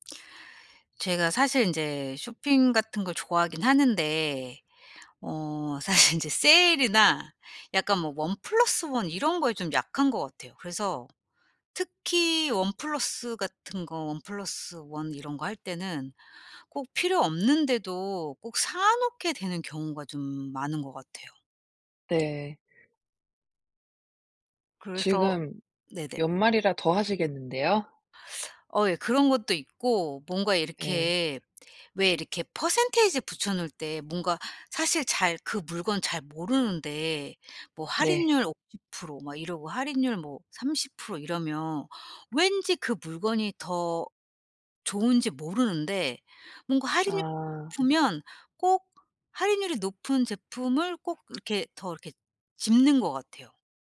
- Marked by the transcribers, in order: laughing while speaking: "사실"; other background noise; teeth sucking; in English: "percentage"; tapping
- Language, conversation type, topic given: Korean, advice, 세일 때문에 필요 없는 물건까지 사게 되는 습관을 어떻게 고칠 수 있을까요?